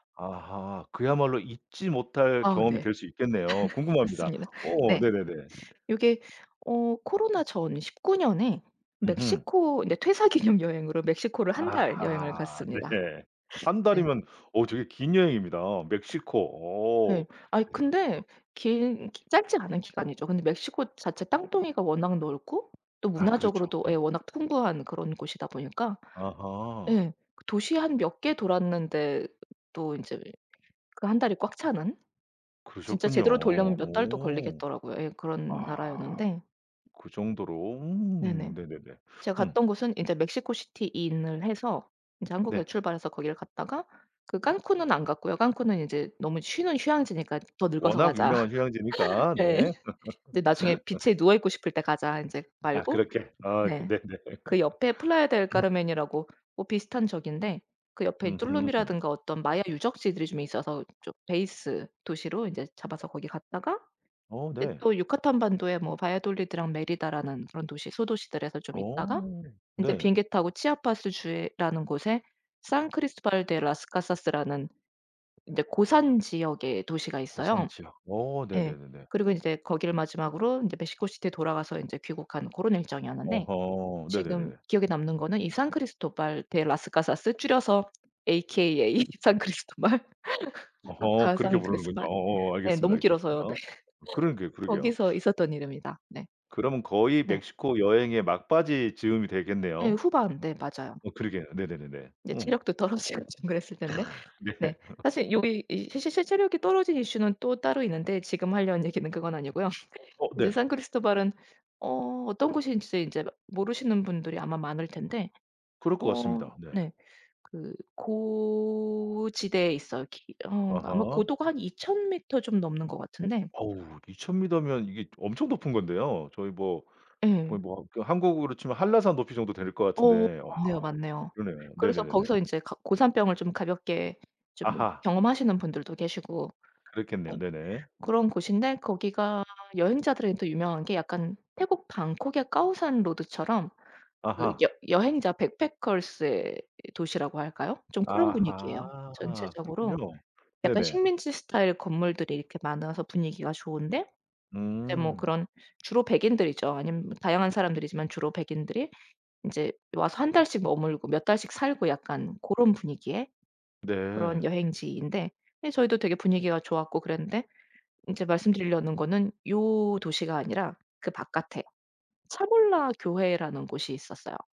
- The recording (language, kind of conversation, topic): Korean, podcast, 잊지 못할 여행 경험이 하나 있다면 소개해주실 수 있나요?
- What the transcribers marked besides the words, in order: laugh; other background noise; laughing while speaking: "퇴사기념"; laughing while speaking: "네"; sniff; tapping; in English: "in을"; laugh; laughing while speaking: "네 네"; laugh; throat clearing; in English: "베이스"; laughing while speaking: "AKA 산크리스토발"; laughing while speaking: "네"; laugh; laughing while speaking: "떨어지고 좀 그랬을 때인데"; other noise; laughing while speaking: "네"; laugh; laughing while speaking: "얘기는"; laugh; in English: "backpackers의"